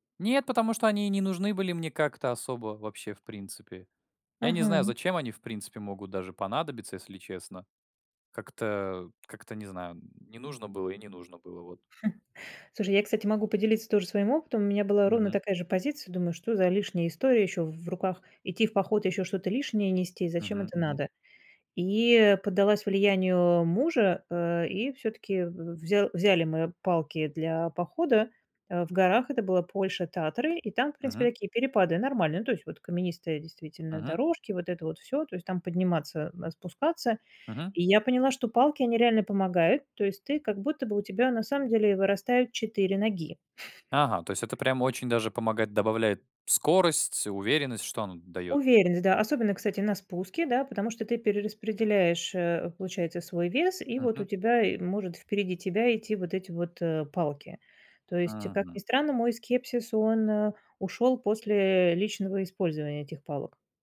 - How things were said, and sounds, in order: chuckle; tapping; chuckle
- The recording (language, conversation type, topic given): Russian, podcast, Как подготовиться к однодневному походу, чтобы всё прошло гладко?